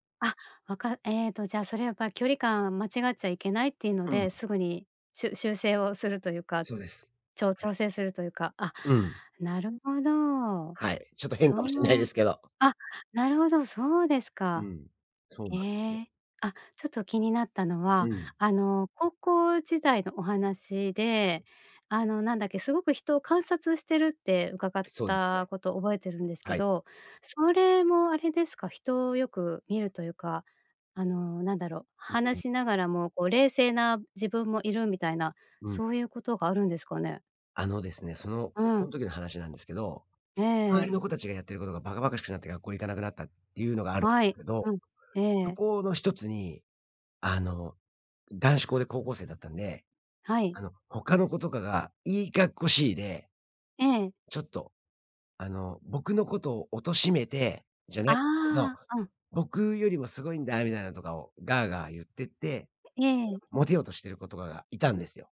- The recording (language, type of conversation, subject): Japanese, podcast, 直感と理屈、普段どっちを優先する？
- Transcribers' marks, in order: other noise; other background noise